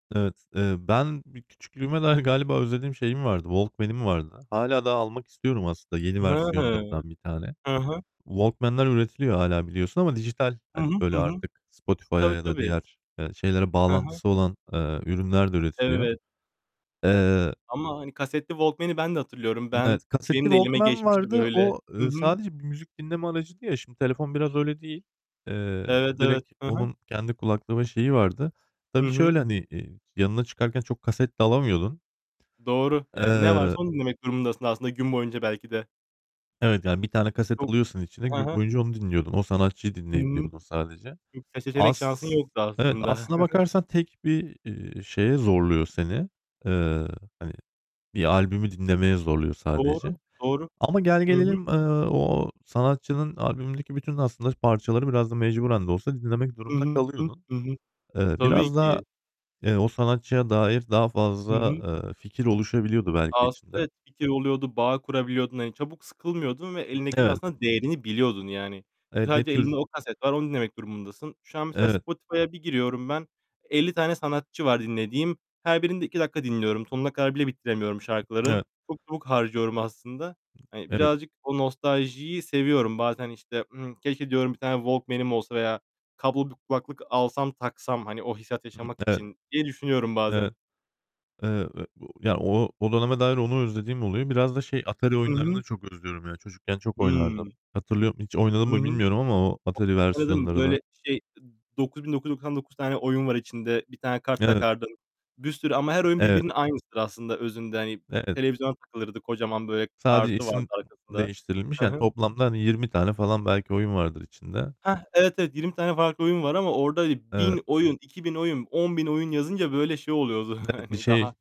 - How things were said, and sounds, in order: other background noise; distorted speech; mechanical hum; chuckle; other noise; laughing while speaking: "hani"
- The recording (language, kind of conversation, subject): Turkish, unstructured, Nostalji bazen seni neden hüzünlendirir?